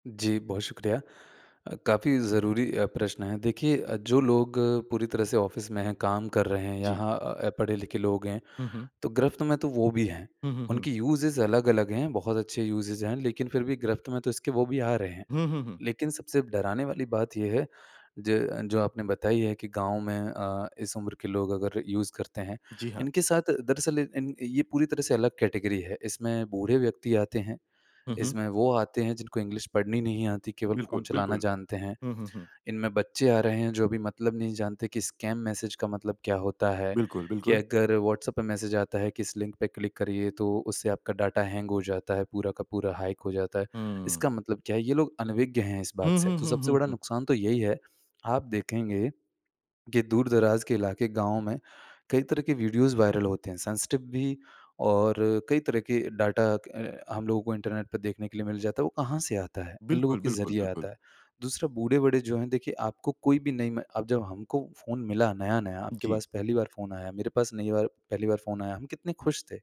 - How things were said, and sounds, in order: in English: "यूज़ेज़"; in English: "यूज़ेज़"; in English: "यूज़"; in English: "कैटेगरी"; in English: "इंग्लिश"; in English: "स्कैम"; in English: "लिंक"; in English: "क्लिक"; in English: "हैंग"; in English: "हैक"; in English: "वीडियोज़ वायरल"; in English: "सेंसिटिव"
- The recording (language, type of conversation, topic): Hindi, podcast, आपके हिसाब से स्मार्टफोन ने रोज़मर्रा की ज़िंदगी को कैसे बदला है?